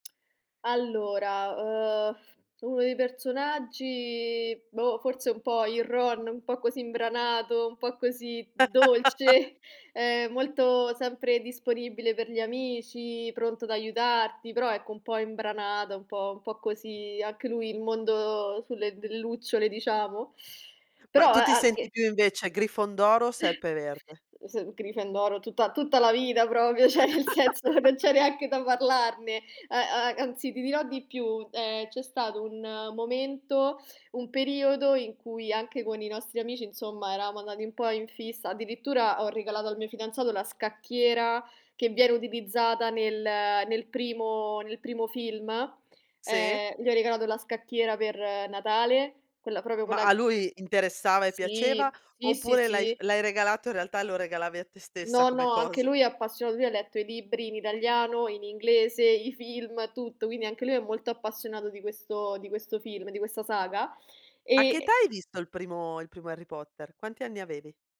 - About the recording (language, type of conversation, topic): Italian, podcast, Quale film ti riporta indietro come per magia?
- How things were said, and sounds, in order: tapping; other background noise; chuckle; laugh; chuckle; "proprio" said as "propio"; laughing while speaking: "ceh, nel senso, non c'è neanche da parlarne"; "cioè" said as "ceh"; laugh; laughing while speaking: "cosa?"; laughing while speaking: "film"